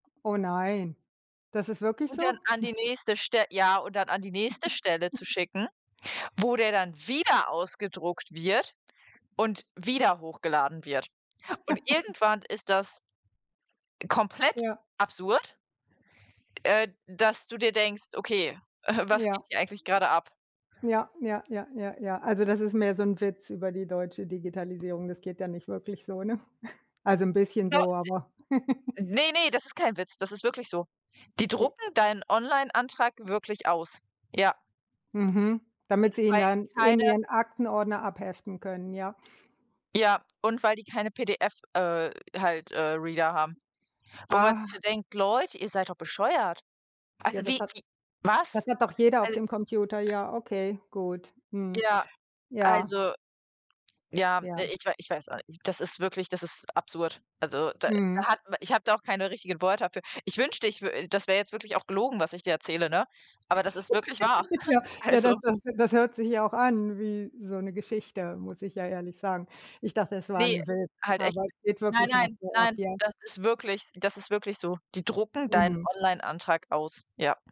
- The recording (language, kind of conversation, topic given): German, unstructured, Wie hat Technik deinen Alltag in letzter Zeit verändert?
- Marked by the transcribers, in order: other background noise; chuckle; stressed: "wieder"; chuckle; tapping; chuckle; chuckle; laughing while speaking: "Also"